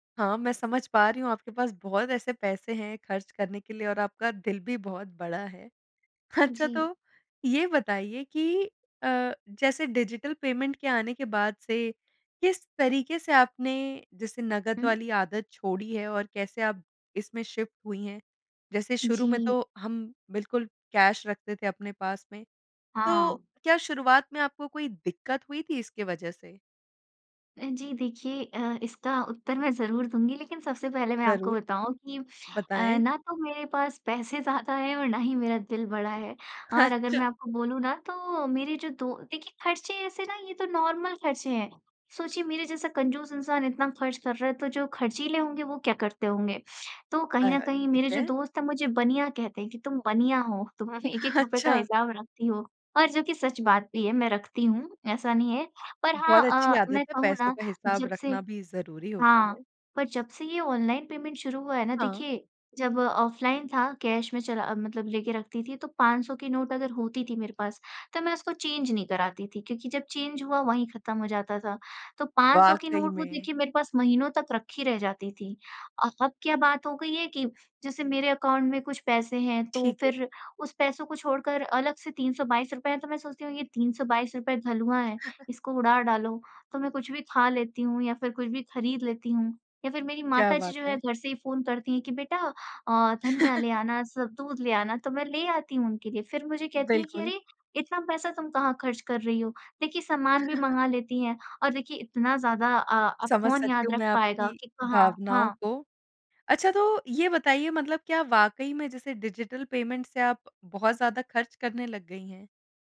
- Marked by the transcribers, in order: laughing while speaking: "अच्छा"; in English: "डिजिटल पेमेंट"; in English: "शिफ़्ट"; in English: "कैश"; laughing while speaking: "पैसे ज़्यादा है"; laughing while speaking: "अच्छा"; in English: "नॉर्मल"; laughing while speaking: "तुम हमे"; laughing while speaking: "ह ह अच्छा"; in English: "ऑनलाइन पेमेंट"; in English: "ऑफ़लाइन"; in English: "कैश"; in English: "चेंज"; in English: "चेंज"; in English: "अकाउंट"; chuckle; chuckle; chuckle; in English: "डिजिटल पेमेंट"
- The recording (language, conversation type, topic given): Hindi, podcast, डिजिटल भुगतान ने आपके खर्च करने का तरीका कैसे बदला है?